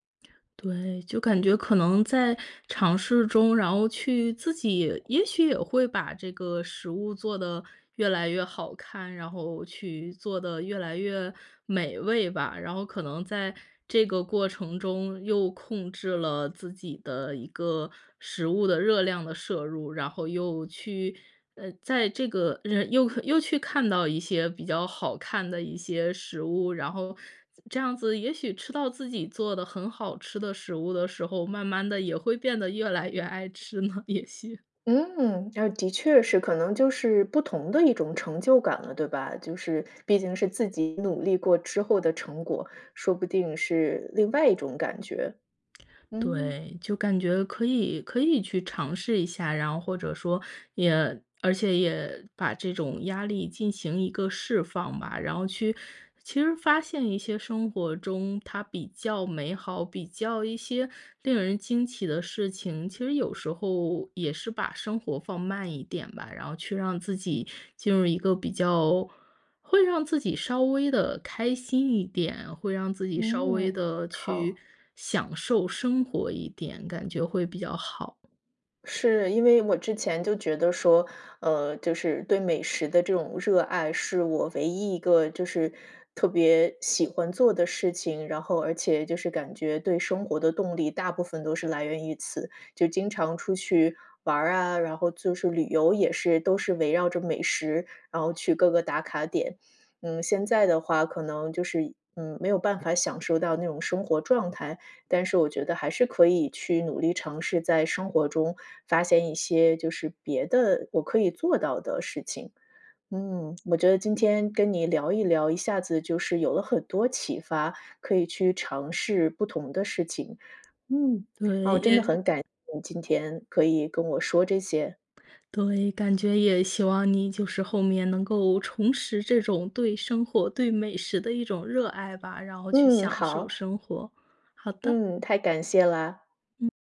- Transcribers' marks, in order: other background noise; tapping; laughing while speaking: "越来越爱吃呢，也许"
- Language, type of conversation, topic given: Chinese, advice, 你为什么会对曾经喜欢的爱好失去兴趣和动力？